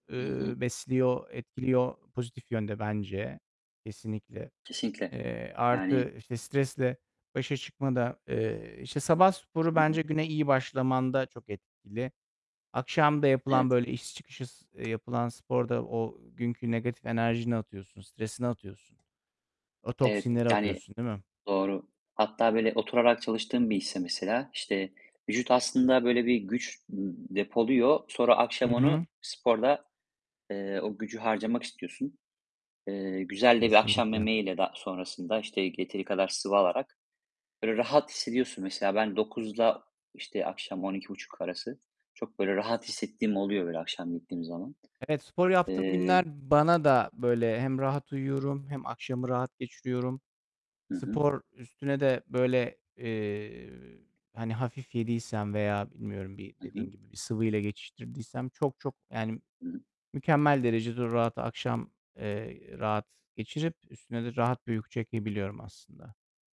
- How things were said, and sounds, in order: other background noise; tapping; distorted speech
- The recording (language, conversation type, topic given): Turkish, unstructured, Düzenli spor yapmanın günlük hayat üzerindeki etkileri nelerdir?